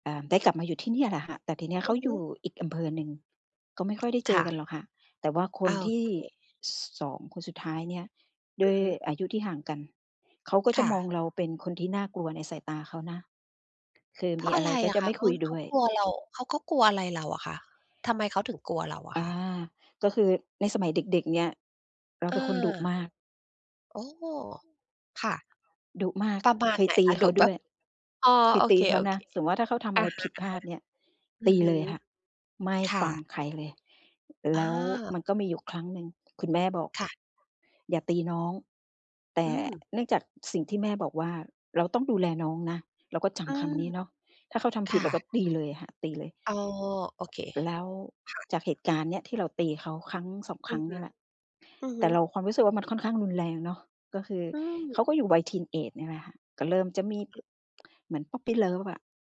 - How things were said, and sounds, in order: other background noise; tapping; in English: "ทีนเอจ"; in English: "พอปปีเลิฟ"
- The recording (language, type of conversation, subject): Thai, advice, ฉันจะเริ่มเปลี่ยนกรอบความคิดที่จำกัดตัวเองได้อย่างไร?